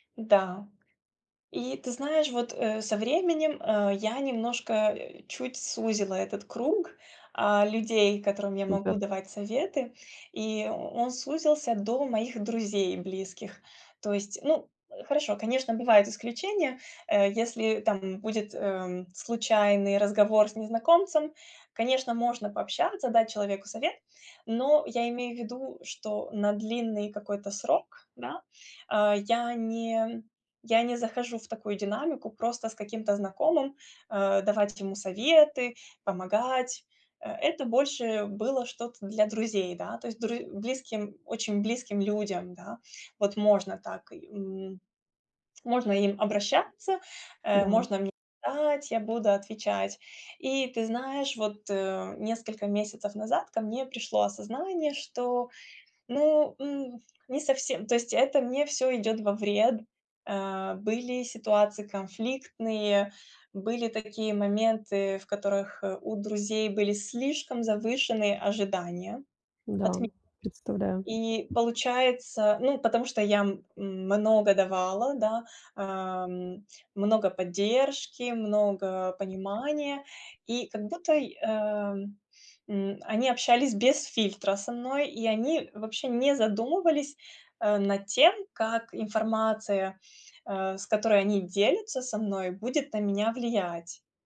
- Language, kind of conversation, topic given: Russian, advice, Как обсудить с партнёром границы и ожидания без ссоры?
- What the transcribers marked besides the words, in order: grunt; tapping; other background noise